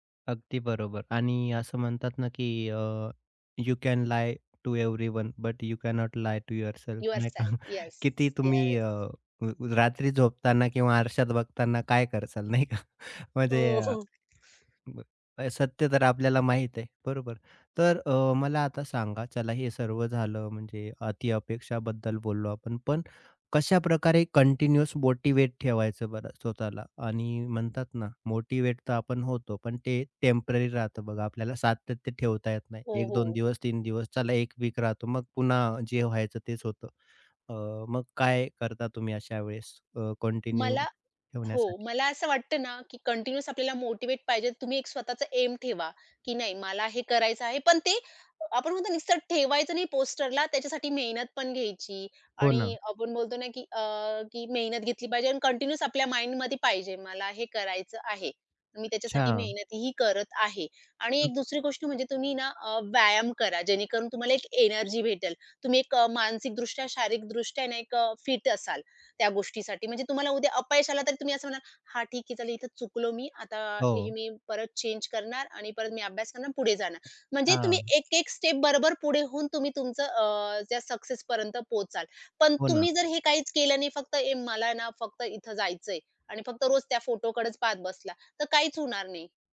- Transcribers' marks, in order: in English: "यू कॅन लाय टू एव्हरीवन बट यू कॅन नॉट लाय टू युअरसेल्फ"; other background noise; laughing while speaking: "नाही का?"; laughing while speaking: "नाही का"; laughing while speaking: "हो, हो"; other noise; in English: "कंटिन्युअस"; tapping; in English: "कंटिन्यू"; in English: "कंटिन्यूअस"; in English: "एम"; in English: "कंटिन्यूअस"; in English: "माइंडमध्ये"; in English: "स्टेप"
- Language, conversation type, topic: Marathi, podcast, अपयशानंतर पुन्हा प्रयत्न करायला कसं वाटतं?